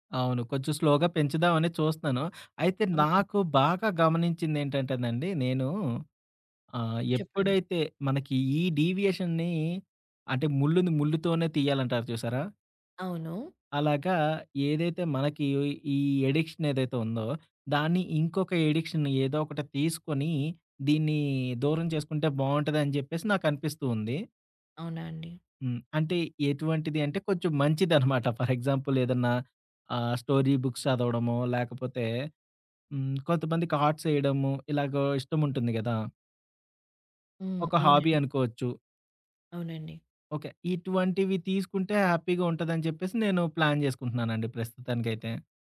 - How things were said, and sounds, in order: in English: "స్లోగా"; in English: "అడిక్షన్"; in English: "అడిక్షన్"; in English: "ఫర్ ఎగ్జాంపుల్"; in English: "స్టోరీ బుక్స్"; in English: "ఆర్ట్స్"; in English: "హాబీ"; in English: "హ్యాపీగా"; in English: "ప్లాన్"
- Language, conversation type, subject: Telugu, podcast, స్మార్ట్‌ఫోన్ లేదా సామాజిక మాధ్యమాల నుంచి కొంత విరామం తీసుకోవడం గురించి మీరు ఎలా భావిస్తారు?